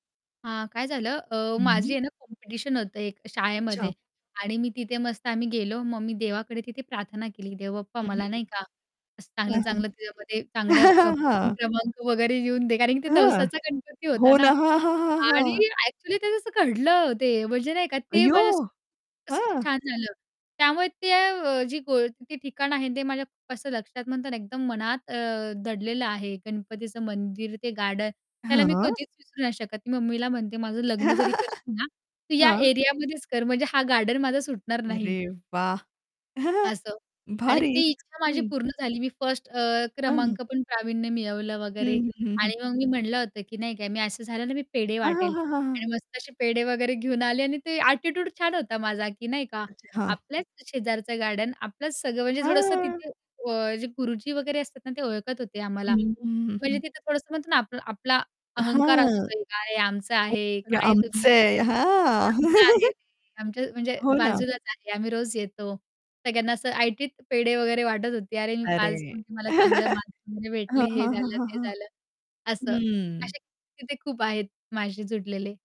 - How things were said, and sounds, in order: distorted speech; chuckle; anticipating: "कारण ते नवसाचा गणपती होता ना"; laugh; chuckle; in English: "ॲटिट्यूड"; static; unintelligible speech; chuckle; other background noise; chuckle
- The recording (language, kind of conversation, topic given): Marathi, podcast, तुमच्या परिसरातली लपलेली जागा कोणती आहे, आणि ती तुम्हाला का आवडते?